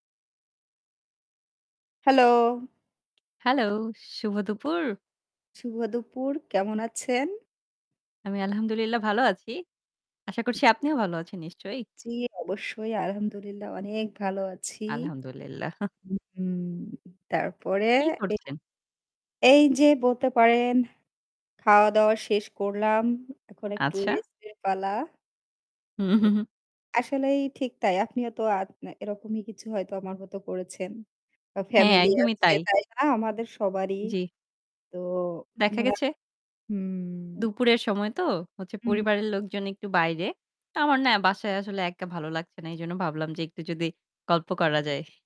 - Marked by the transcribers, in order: tapping; static; other background noise; other noise; scoff; distorted speech
- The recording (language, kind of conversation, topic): Bengali, unstructured, পরিবারের সঙ্গে সময় কাটানোর জন্য আপনার সবচেয়ে প্রিয় কাজ কী?